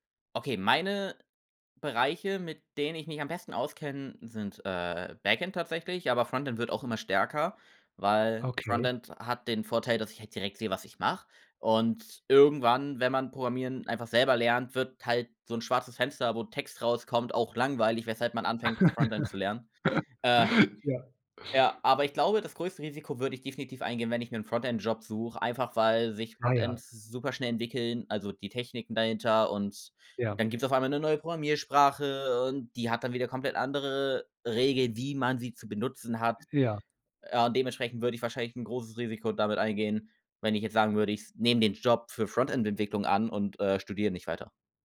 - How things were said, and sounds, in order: laugh
- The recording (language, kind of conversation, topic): German, podcast, Wann gehst du lieber ein Risiko ein, als auf Sicherheit zu setzen?